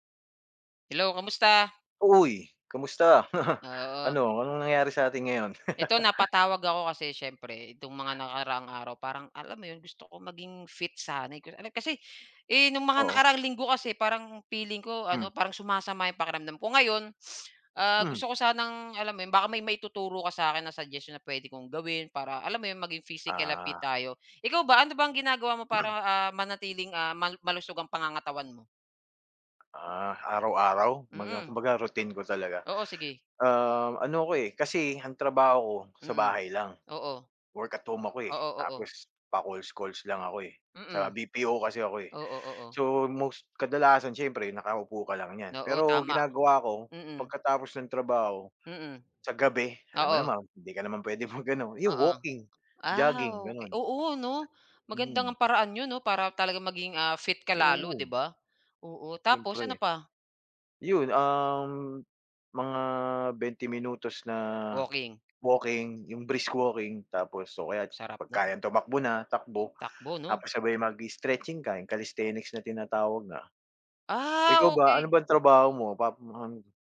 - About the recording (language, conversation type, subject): Filipino, unstructured, Ano ang ginagawa mo para manatiling malusog ang katawan mo?
- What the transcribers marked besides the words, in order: chuckle; other background noise; tapping; chuckle; sniff; in English: "brisk walking"; in English: "calisthenics"